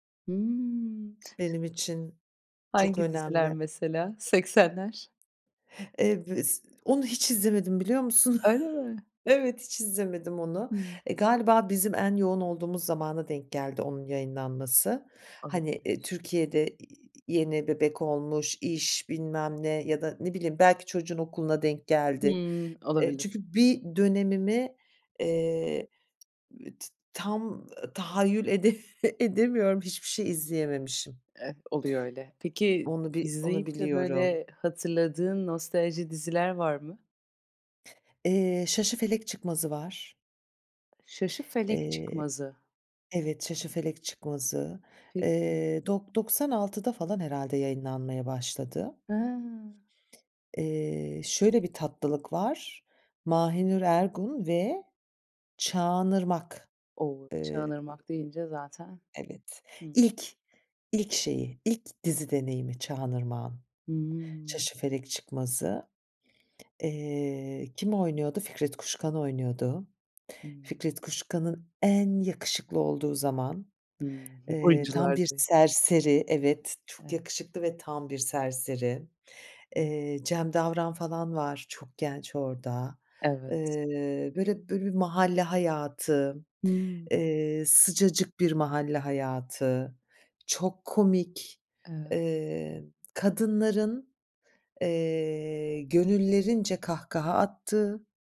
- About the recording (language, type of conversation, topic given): Turkish, podcast, Nostalji neden bu kadar insanı cezbediyor, ne diyorsun?
- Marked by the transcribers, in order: other background noise; laughing while speaking: "musun?"; tapping; laughing while speaking: "ede"; other noise